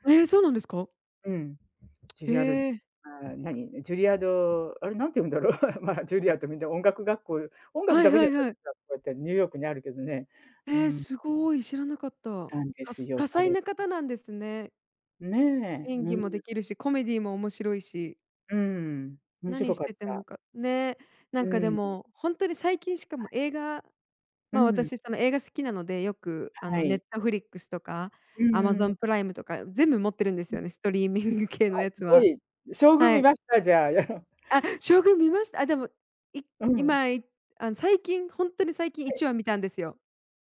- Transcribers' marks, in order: tapping; laughing while speaking: "何て言うんだろう"; chuckle
- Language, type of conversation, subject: Japanese, unstructured, 最近観た映画で、がっかりした作品はありますか？